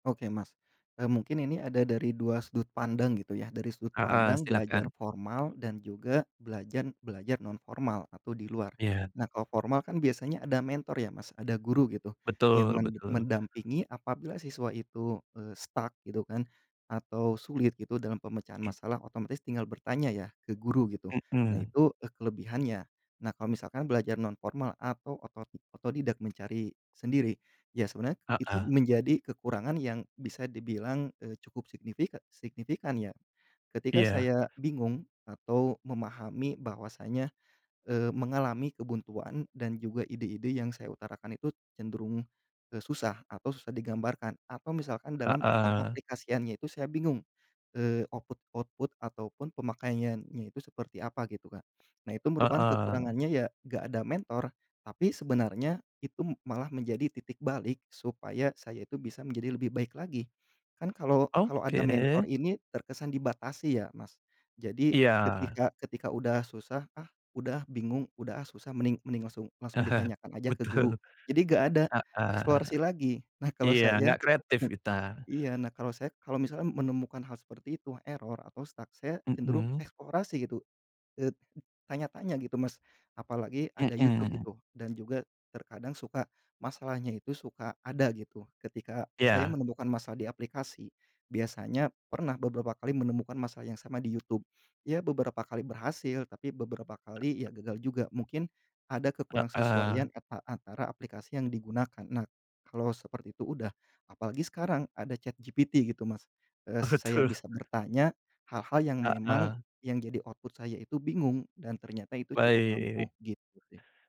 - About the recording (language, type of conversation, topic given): Indonesian, podcast, Bagaimana cara kamu belajar hal baru secara mandiri tanpa guru?
- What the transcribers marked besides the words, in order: in English: "stuck"; in English: "output"; in English: "output"; chuckle; in English: "stuck"; tapping; other background noise; in English: "output"